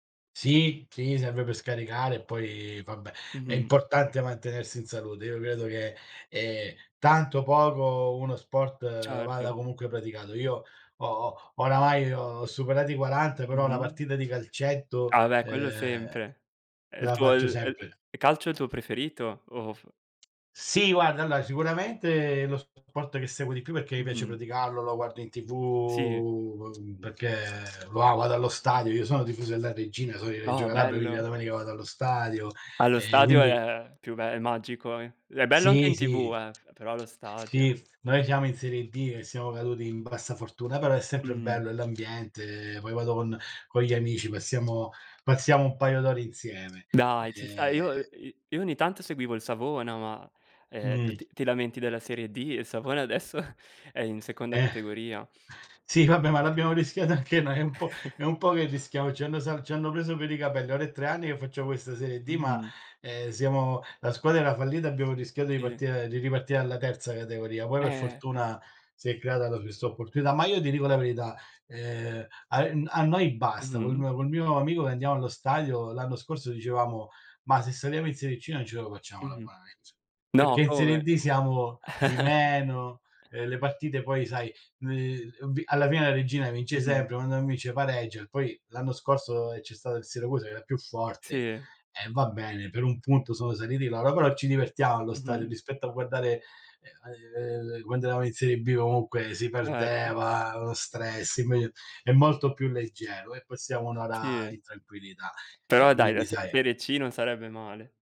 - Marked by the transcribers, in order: drawn out: "TV"; other background noise; tapping; laughing while speaking: "Eh!"; laughing while speaking: "rischiato anche noi"; chuckle; chuckle
- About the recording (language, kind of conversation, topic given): Italian, unstructured, Qual è il tuo sport preferito e perché?